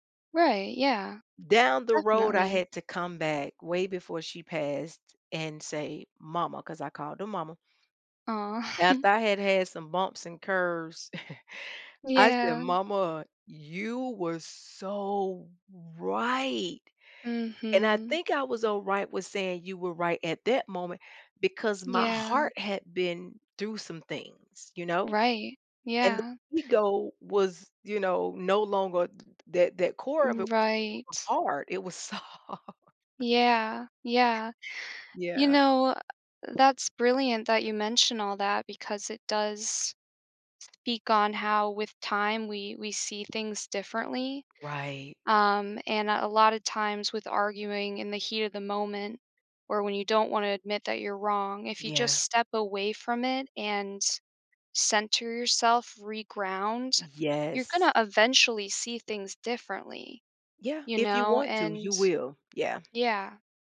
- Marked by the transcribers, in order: giggle; chuckle; drawn out: "right"; drawn out: "Right"; tapping; laughing while speaking: "so"; chuckle
- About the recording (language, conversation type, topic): English, unstructured, Why do people find it hard to admit they're wrong?